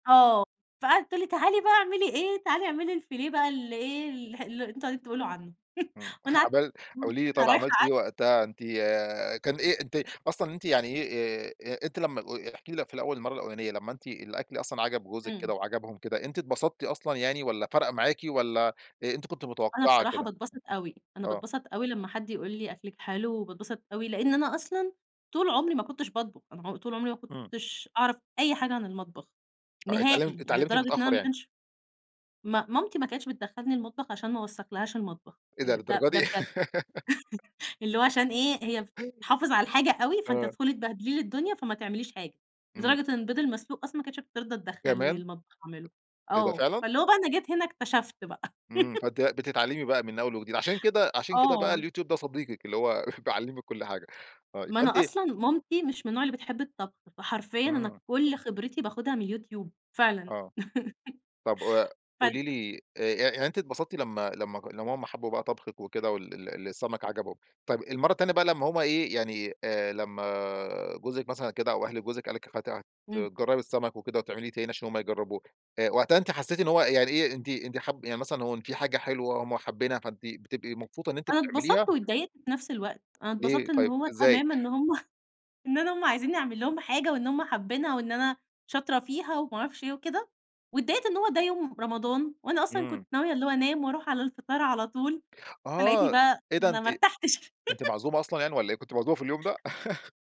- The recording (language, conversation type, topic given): Arabic, podcast, إيه أغرب تجربة في المطبخ عملتها بالصدفة وطلعت حلوة لدرجة إن الناس اتشكروا عليها؟
- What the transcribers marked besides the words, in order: chuckle; unintelligible speech; unintelligible speech; laugh; laugh; chuckle; unintelligible speech; laugh; laugh; chuckle